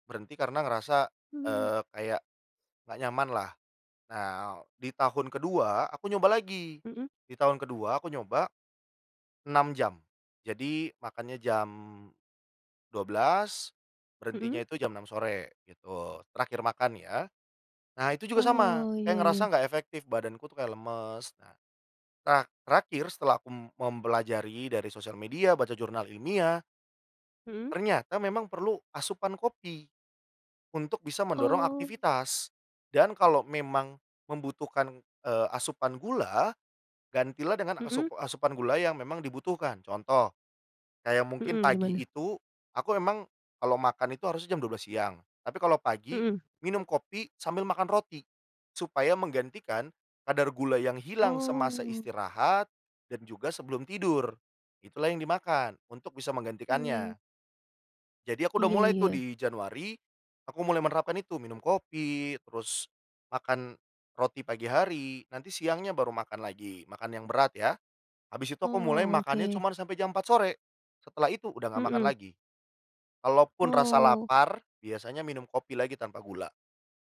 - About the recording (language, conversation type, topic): Indonesian, podcast, Apa peran kopi atau teh di pagi harimu?
- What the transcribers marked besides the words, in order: tapping